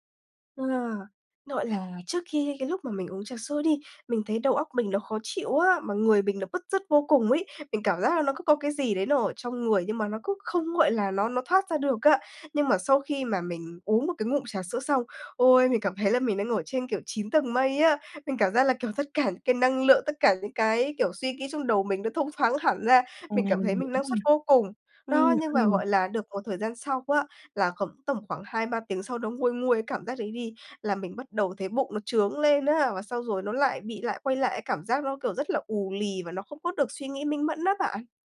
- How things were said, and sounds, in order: tapping
- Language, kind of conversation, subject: Vietnamese, advice, Bạn có thường dùng rượu hoặc chất khác khi quá áp lực không?